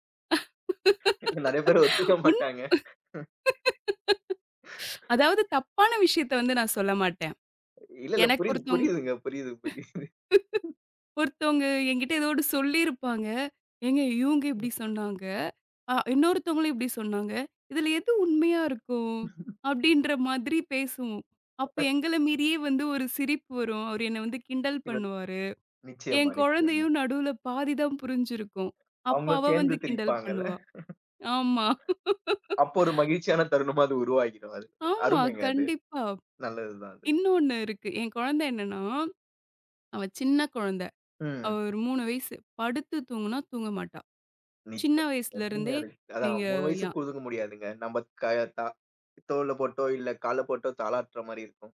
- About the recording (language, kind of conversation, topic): Tamil, podcast, பணத்திற்காக உங்கள் தனிநேரத்தை குறைப்பது சரியா, அல்லது குடும்பத்துடன் செலவிடும் நேரத்திற்கே முன்னுரிமை தர வேண்டுமா?
- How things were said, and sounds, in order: laugh; other noise; laughing while speaking: "நிறைய பேரு ஒத்துக்க மாட்டாங்க"; laugh; laughing while speaking: "புரியுது, புரியுதுங்க. புரியுது, புரியுது"; chuckle; unintelligible speech; laugh; unintelligible speech